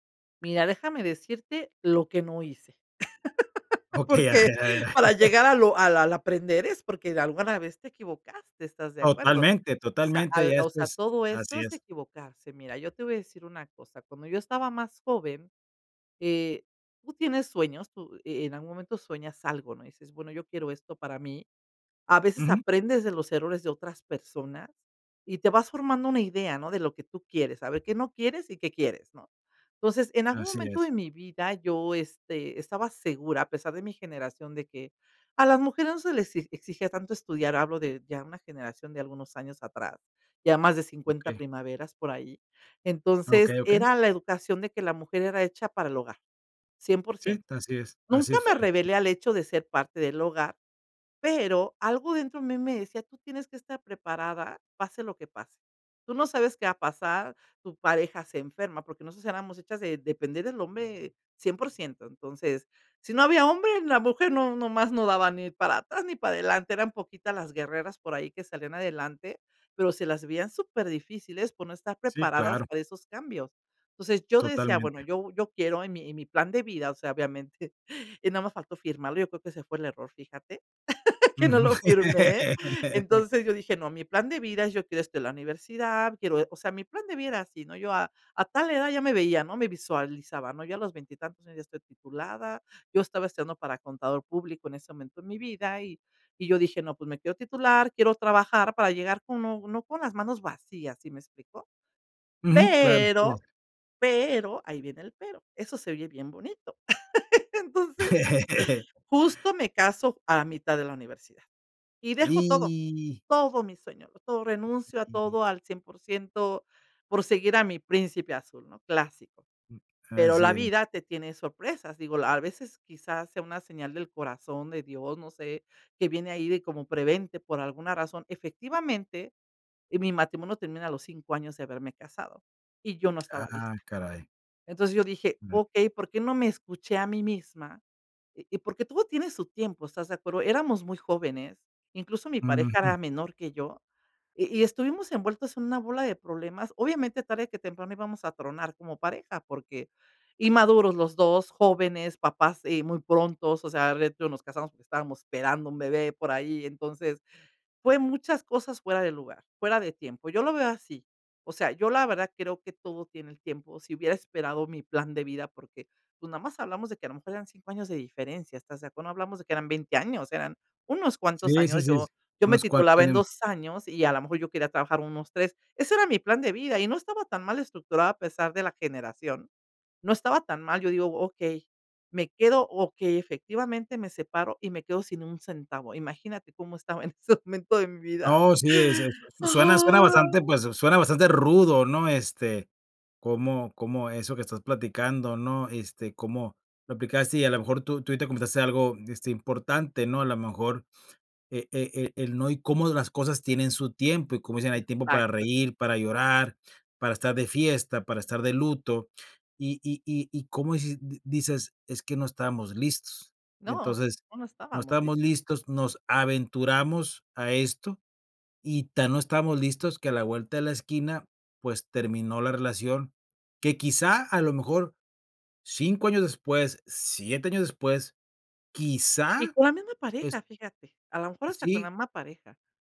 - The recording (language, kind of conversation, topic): Spanish, podcast, Oye, ¿qué te ha enseñado la naturaleza sobre la paciencia?
- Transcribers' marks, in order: laugh; laughing while speaking: "porque"; laughing while speaking: "Okey, a ver a ver"; laugh; chuckle; laugh; stressed: "pero, pero"; laugh; laughing while speaking: "Entonces"; tapping; drawn out: "Y"; unintelligible speech; unintelligible speech; unintelligible speech; laughing while speaking: "en ese momento de mi vida?"